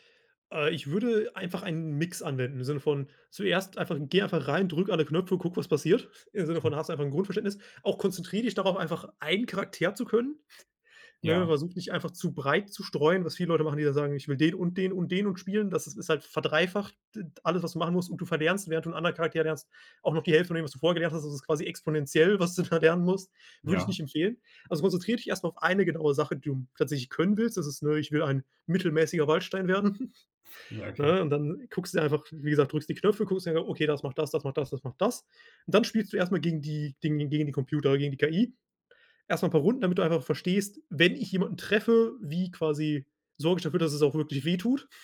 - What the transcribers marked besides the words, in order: other background noise; chuckle; tapping
- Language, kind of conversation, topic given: German, podcast, Was hat dich zuletzt beim Lernen richtig begeistert?